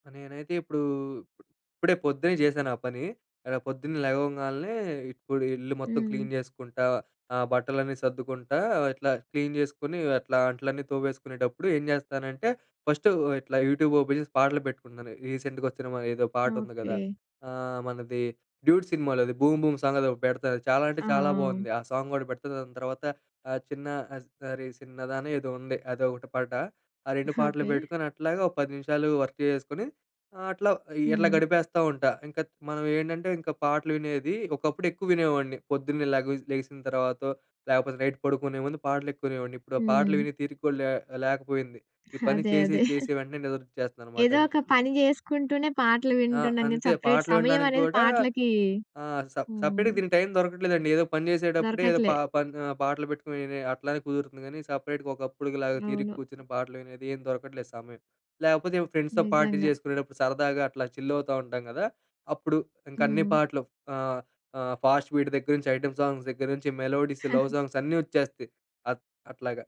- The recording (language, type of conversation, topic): Telugu, podcast, నీ సంగీత ప్రయాణం మొదలైన క్షణం గురించి చెప్పగలవా?
- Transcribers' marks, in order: other noise; in English: "క్లీన్"; tapping; in English: "క్లీన్"; in English: "ఫస్ట్"; in English: "యూట్యూబ్ ఓపెన్"; in English: "రీసెంట్‌గా"; in English: "సాంగ్"; in English: "సాంగ్"; chuckle; in English: "వర్క్"; in English: "నైట్"; other background noise; laugh; in English: "సపరేట్"; in English: "స సపరేట్‌గా"; in English: "సపరేట్‌గా"; in English: "ఫ్రెండ్స్‌తో పార్టీ"; in English: "చిల్"; in English: "ఫాస్ట్ బీట్"; in English: "ఐటెమ్ సాంగ్స్"; in English: "మెలోడీస్, లవ్ సాంగ్స్"; chuckle